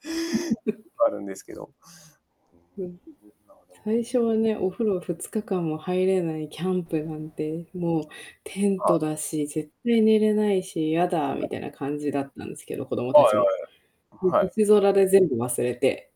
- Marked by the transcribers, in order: laugh; distorted speech; static; unintelligible speech
- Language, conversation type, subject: Japanese, podcast, 子どもの頃に体験した自然の中で、特に印象に残っている出来事は何ですか？